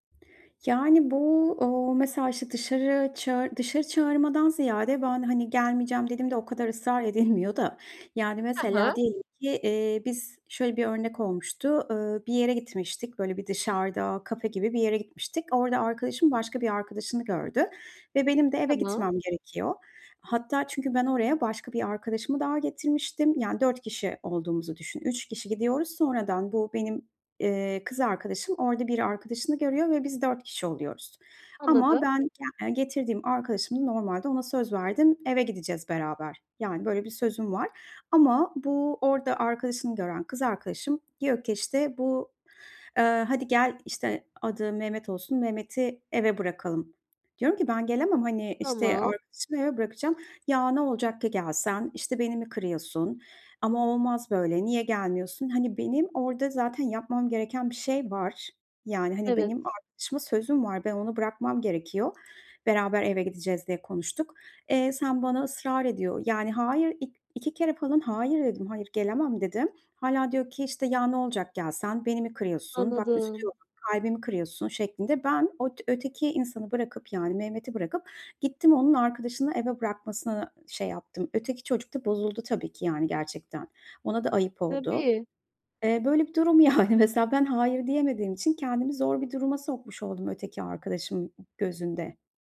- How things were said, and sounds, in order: other background noise; tapping; laughing while speaking: "böyle bir durum, yani"
- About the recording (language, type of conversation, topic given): Turkish, advice, Kişisel sınırlarımı nasıl daha iyi belirleyip koruyabilirim?